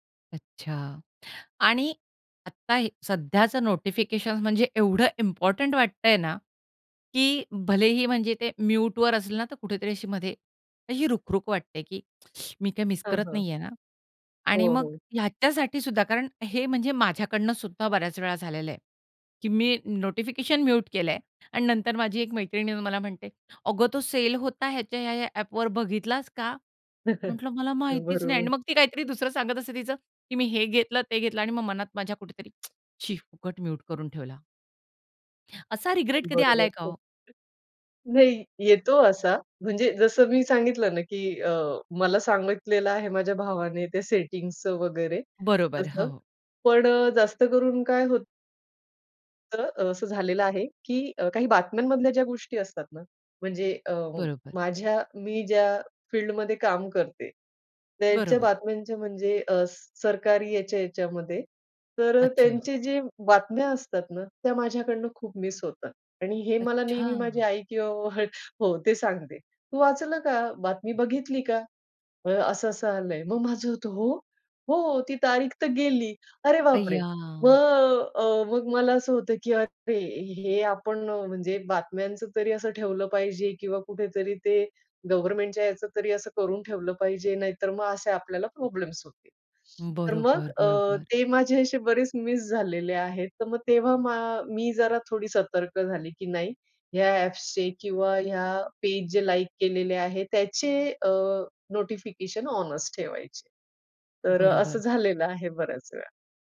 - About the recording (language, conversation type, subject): Marathi, podcast, सूचनांवर तुम्ही नियंत्रण कसे ठेवता?
- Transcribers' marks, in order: in English: "इम्पोर्टंट"; other background noise; in English: "मिस"; put-on voice: "अगं तो सेल होता ह्याच्या ह्या-ह्या ॲपवर बघितलास का?"; chuckle; laughing while speaking: "हो, बरोबर"; tsk; in English: "रिग्रेट"; unintelligible speech; in English: "मिस"; unintelligible speech; in English: "मिस"